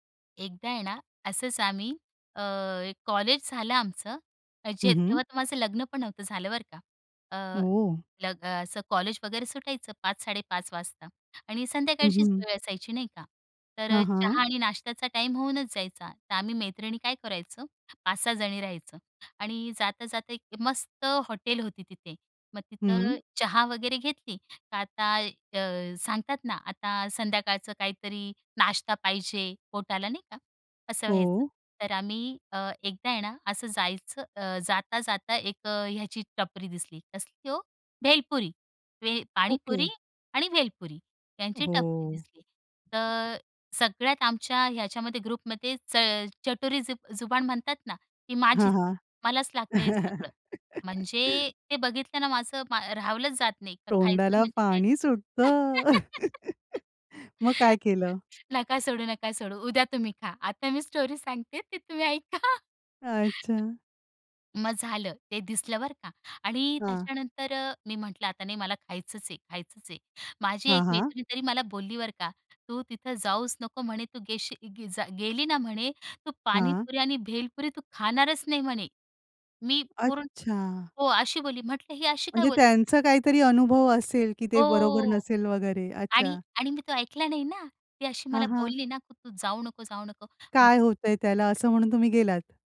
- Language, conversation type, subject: Marathi, podcast, कुटुंबातील खाद्य परंपरा कशी बदलली आहे?
- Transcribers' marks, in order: surprised: "ओ!"; in English: "टाईम"; in English: "हॉटेल"; other background noise; in Hindi: "भेलपुरी भेल"; in Hindi: "भेलपुरी"; drawn out: "हो"; in English: "ग्रुपमध्येच"; in Hindi: "चटोरी जु जुबान"; wind; laugh; joyful: "तोंडाला पाणी सुटतं"; laugh; chuckle; in English: "स्टोरी"; laughing while speaking: "ते ती तुम्ही ऐका"; chuckle; "गेलीच" said as "गेशील"; in Hindi: "भेलपुरी"; drawn out: "हो"